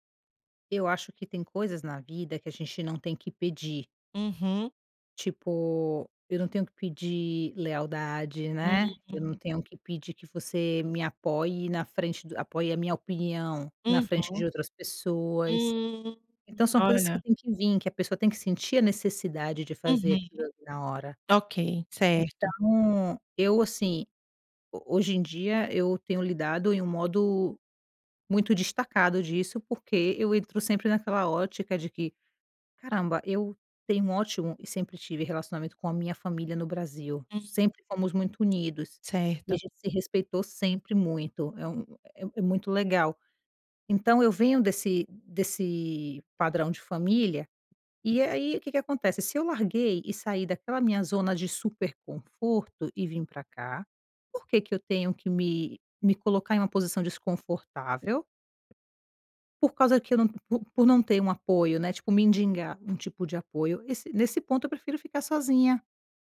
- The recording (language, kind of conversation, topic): Portuguese, podcast, Como lidar quando o apoio esperado não aparece?
- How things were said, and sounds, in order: tapping; "mendigar" said as "mindingar"